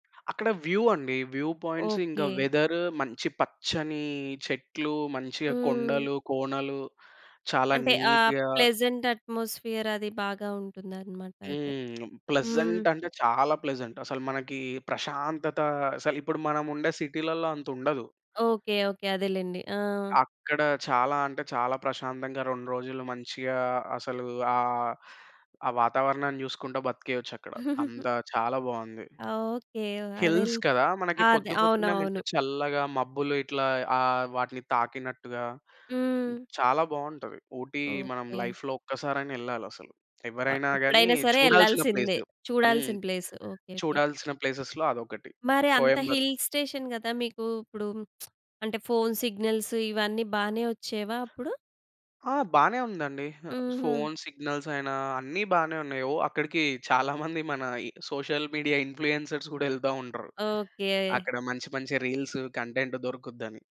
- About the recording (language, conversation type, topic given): Telugu, podcast, మీకు అత్యంత ఇష్టమైన ఋతువు ఏది, అది మీకు ఎందుకు ఇష్టం?
- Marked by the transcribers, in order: in English: "వ్యూ"; in English: "వ్యూ పాయింట్స్"; in English: "వెదర్"; in English: "నీట్‌గా"; in English: "ప్లెజెంట్ అట్మోస్ఫియర్"; other background noise; in English: "ప్లెజంట్"; in English: "ప్లెజంట్"; giggle; tapping; in English: "హిల్స్"; in English: "లైఫ్‌లో"; in English: "ప్లేసెస్‌లో"; in English: "హిల్ స్టేషన్"; lip smack; in English: "సిగ్నల్స్"; in English: "సిగ్నల్స్"; in English: "సోషల్ మీడియా ఇన్‌ఫ్లూయెన్సర్స్"; in English: "రీల్స్, కంటెంట్"